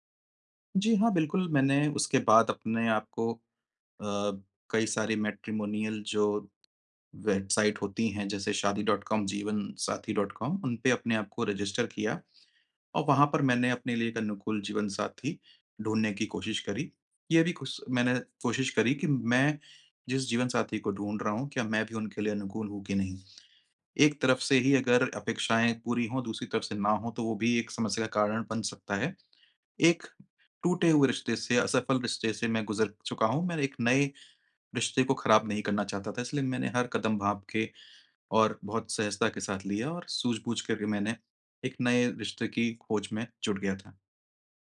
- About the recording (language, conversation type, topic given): Hindi, advice, रिश्ता टूटने के बाद अस्थिर भावनाओं का सामना मैं कैसे करूँ?
- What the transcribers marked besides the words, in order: in English: "मैट्रिमोनियल"; in English: "रजिस्टर"; tapping